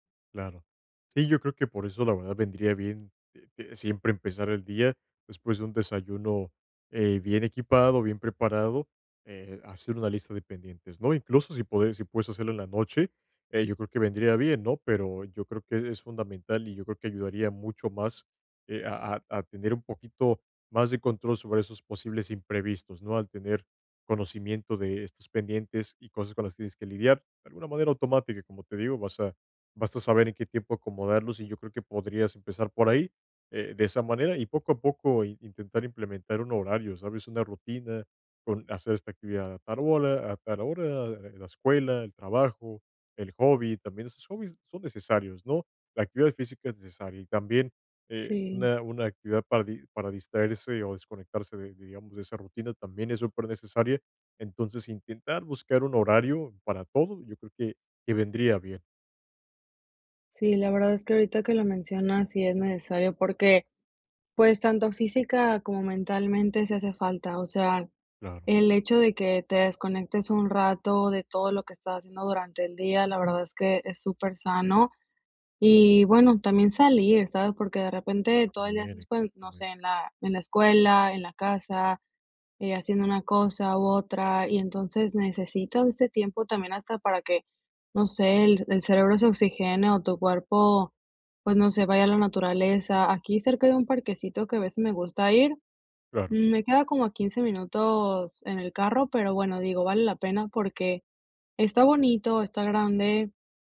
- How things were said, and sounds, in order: none
- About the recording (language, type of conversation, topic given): Spanish, advice, ¿Cómo puedo organizarme mejor cuando siento que el tiempo no me alcanza para mis hobbies y mis responsabilidades diarias?